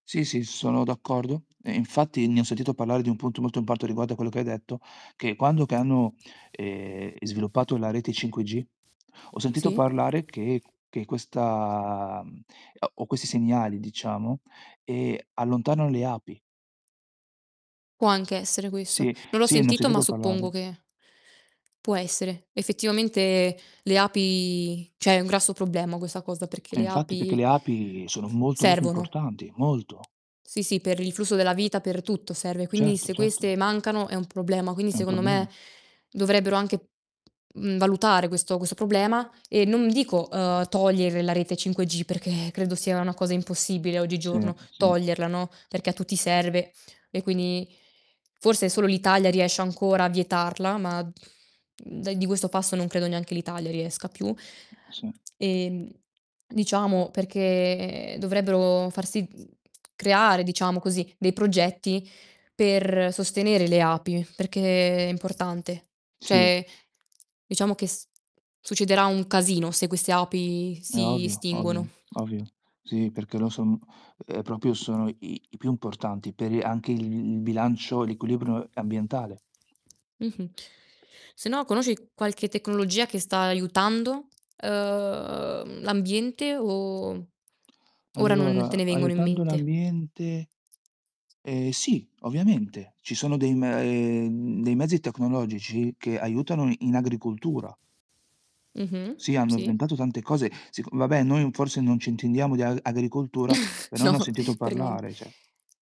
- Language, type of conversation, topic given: Italian, unstructured, Come può la tecnologia aiutare a proteggere l’ambiente?
- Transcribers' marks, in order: tapping; unintelligible speech; static; other background noise; drawn out: "questa"; distorted speech; drawn out: "api"; "cioè" said as "ceh"; "perché" said as "pecché"; stressed: "molto"; drawn out: "perché"; "proprio" said as "propio"; drawn out: "uhm"; drawn out: "ehm"; chuckle; laughing while speaking: "No"; "cioè" said as "ceh"